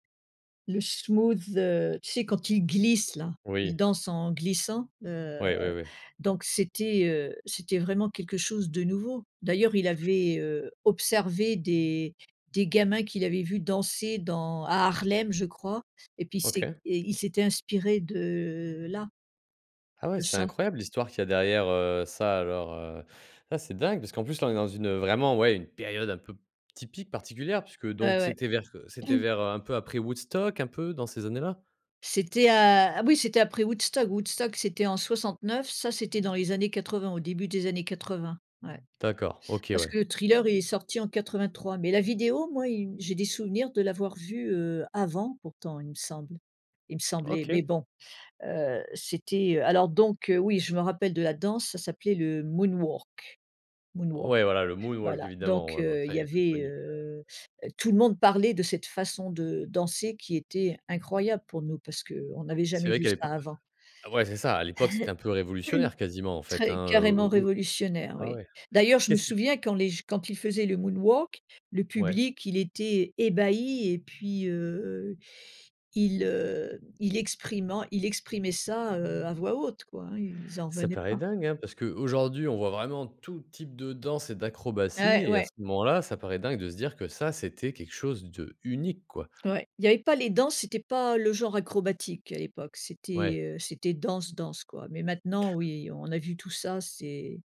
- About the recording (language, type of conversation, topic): French, podcast, Quelle chanson raconte le mieux une période importante de ta vie ?
- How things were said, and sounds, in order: in English: "smooth"; throat clearing; put-on voice: "Moonwalk Moonwalk"; throat clearing